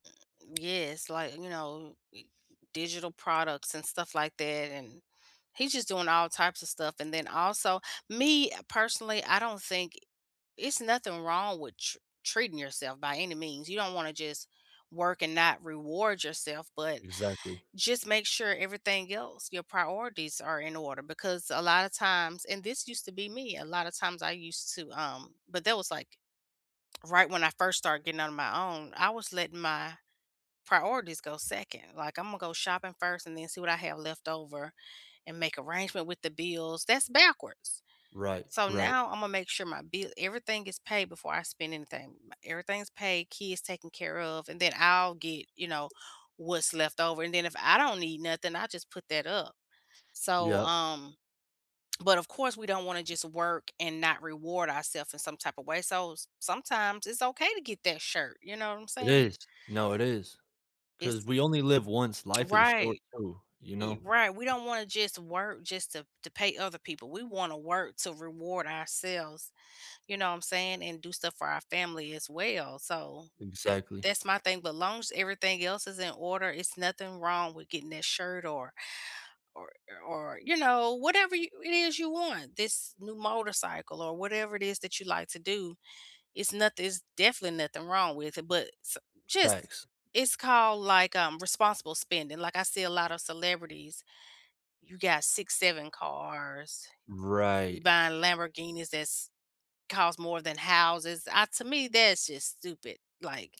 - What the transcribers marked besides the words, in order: tapping; other background noise; background speech
- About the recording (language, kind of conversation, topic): English, unstructured, How do you feel when you reach a financial goal?
- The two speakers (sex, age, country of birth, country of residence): female, 40-44, United States, United States; male, 30-34, United States, United States